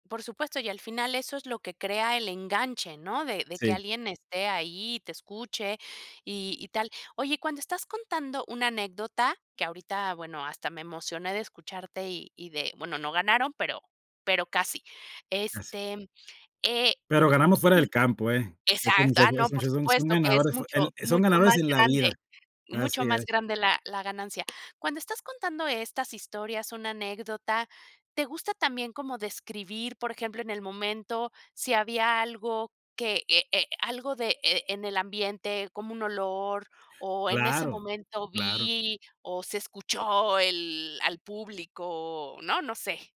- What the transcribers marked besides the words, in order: other background noise; tapping
- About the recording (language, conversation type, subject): Spanish, podcast, ¿Qué haces para que tus historias sean memorables?